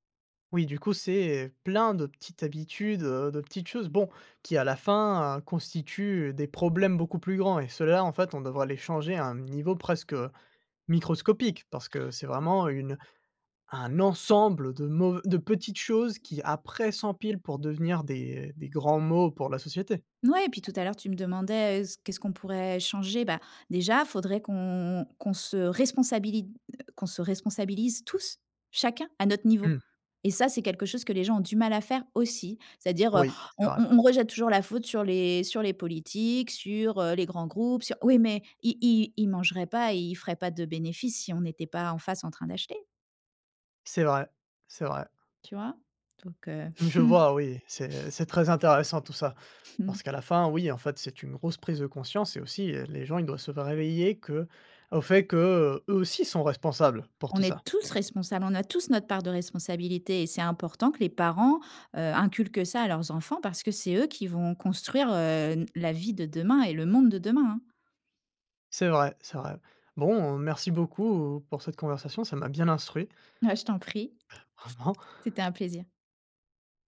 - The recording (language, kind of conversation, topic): French, podcast, Quelle est ta relation avec la seconde main ?
- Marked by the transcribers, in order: stressed: "plein"; stressed: "ensemble"; tapping; stressed: "aussi"; chuckle; chuckle; stressed: "eux"; stressed: "tous"